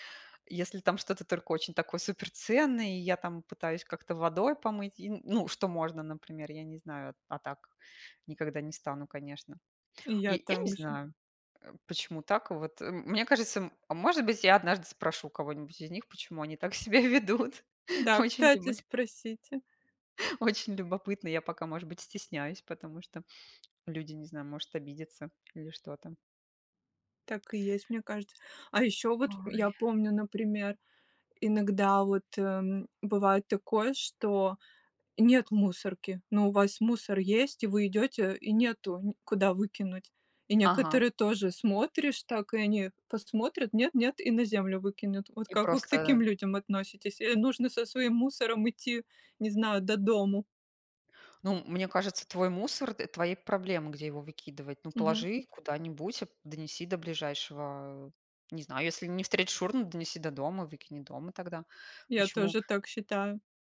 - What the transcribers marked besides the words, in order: laughing while speaking: "они так себя ведут. Очень лю"; laugh; drawn out: "Ой"
- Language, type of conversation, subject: Russian, unstructured, Почему люди не убирают за собой в общественных местах?